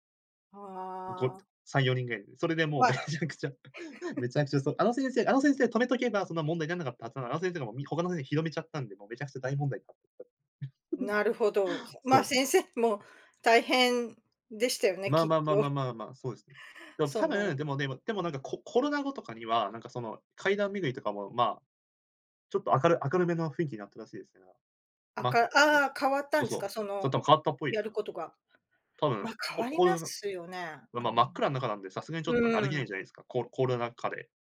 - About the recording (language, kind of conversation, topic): Japanese, podcast, 修学旅行で一番心に残っている思い出は何ですか？
- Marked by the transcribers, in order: tapping; chuckle; other background noise; chuckle; chuckle; "雰囲気" said as "ふいんき"; "ます" said as "なす"